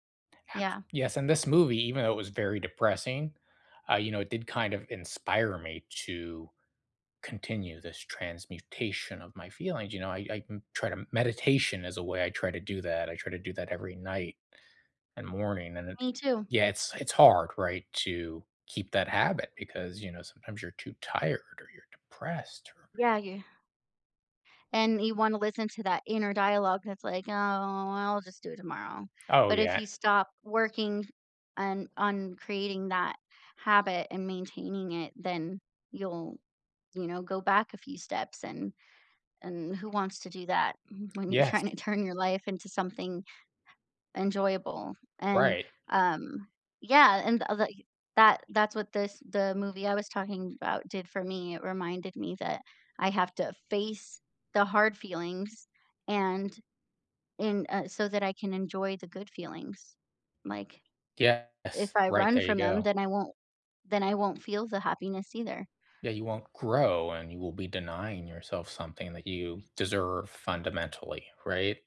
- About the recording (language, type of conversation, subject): English, unstructured, Why do some movies inspire us more than others?
- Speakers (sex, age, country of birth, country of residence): female, 30-34, United States, United States; male, 35-39, United States, United States
- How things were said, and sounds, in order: other background noise; tapping